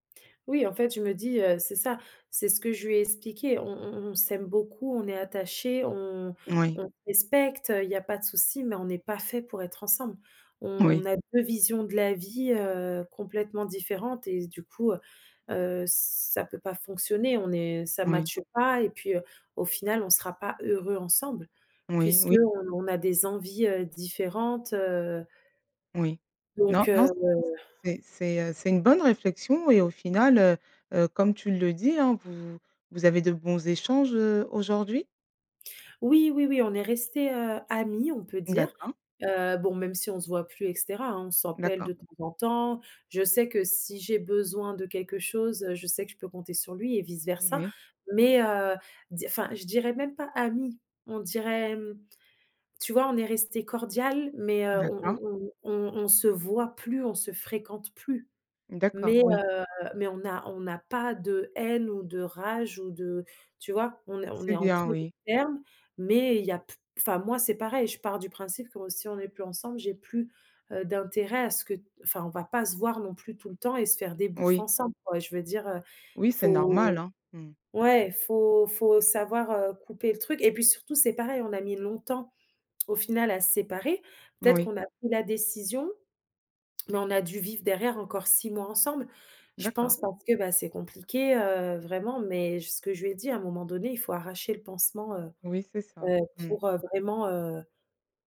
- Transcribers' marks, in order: in English: "match"; stressed: "bonne"; "s'appelle" said as "s'empelle"; stressed: "voit"; stressed: "plus"
- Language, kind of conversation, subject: French, advice, Pourquoi envisagez-vous de quitter une relation stable mais non épanouissante ?